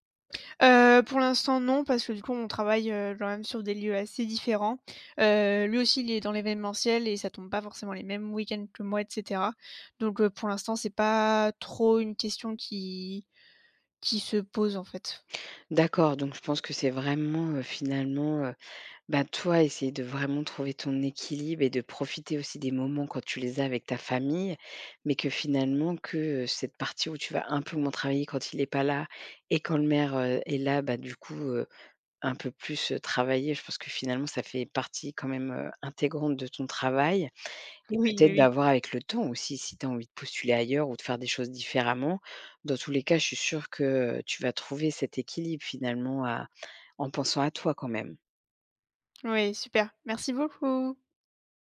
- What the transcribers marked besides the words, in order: none
- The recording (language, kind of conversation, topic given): French, advice, Comment puis-je rétablir un équilibre entre ma vie professionnelle et ma vie personnelle pour avoir plus de temps pour ma famille ?
- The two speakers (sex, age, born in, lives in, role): female, 20-24, France, France, user; female, 40-44, France, France, advisor